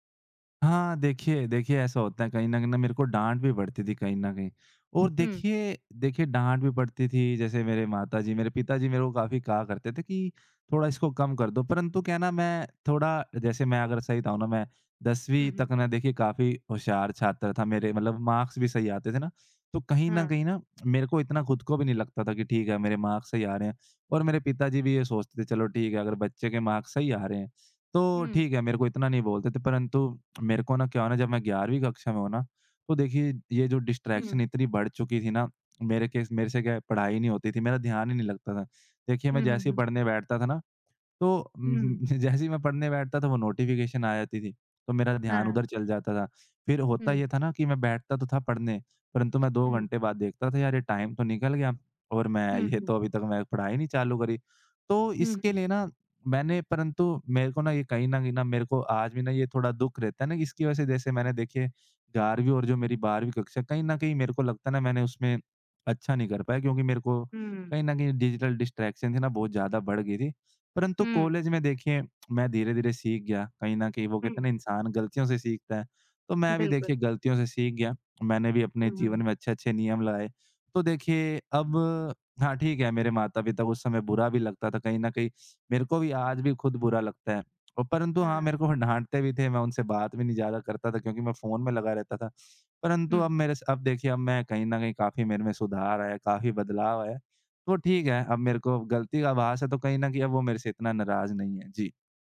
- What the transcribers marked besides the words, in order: in English: "मार्क्स"; tsk; in English: "मार्क्स"; in English: "मार्क्स"; tsk; in English: "डिस्ट्रैक्शन"; in English: "केस"; laughing while speaking: "जैसे ही मैं"; in English: "नोटिफिकेशन"; in English: "टाइम"; laughing while speaking: "ये तो"; in English: "डिजिटल डिस्ट्रैक्शन"; tapping; tsk
- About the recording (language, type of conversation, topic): Hindi, podcast, आप डिजिटल ध्यान-भंग से कैसे निपटते हैं?